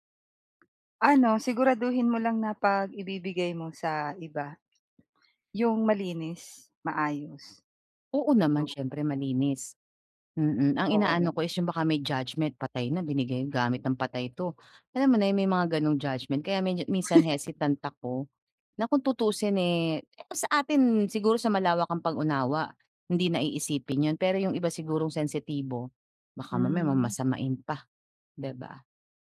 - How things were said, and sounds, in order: chuckle; tapping
- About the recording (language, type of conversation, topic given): Filipino, advice, Paano ko mababawasan nang may saysay ang sobrang dami ng gamit ko?